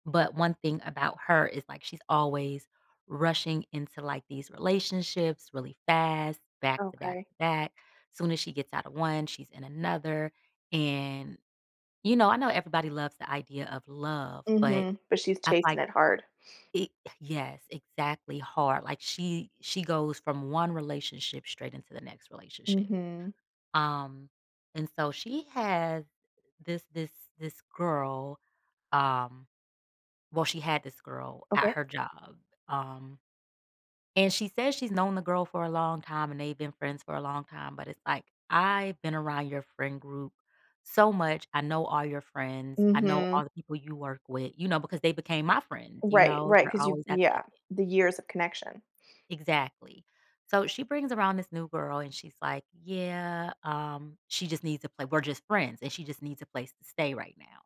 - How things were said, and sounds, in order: other background noise
- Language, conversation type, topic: English, advice, How should I confront a loved one about a secret?
- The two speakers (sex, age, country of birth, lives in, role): female, 35-39, United States, United States, user; female, 40-44, United States, United States, advisor